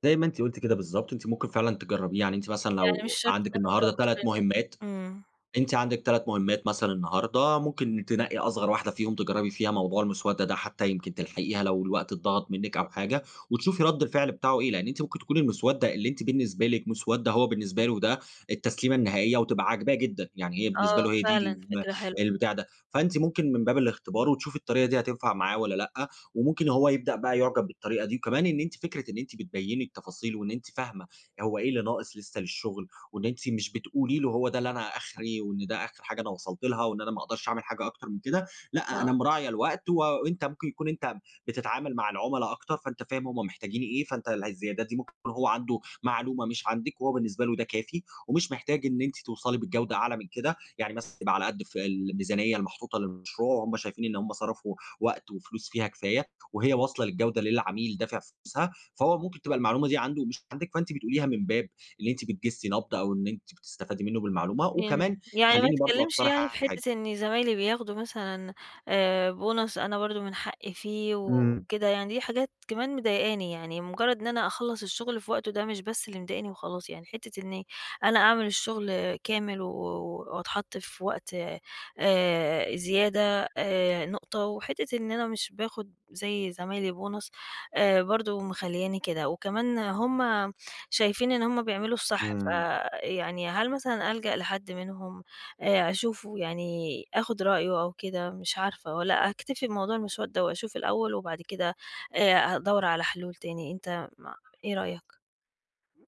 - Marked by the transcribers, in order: unintelligible speech; tapping; in English: "bonus"; in English: "bonus"
- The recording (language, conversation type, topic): Arabic, advice, إزاي الكمالية بتخليك تِسوّف وتِنجز شوية مهام بس؟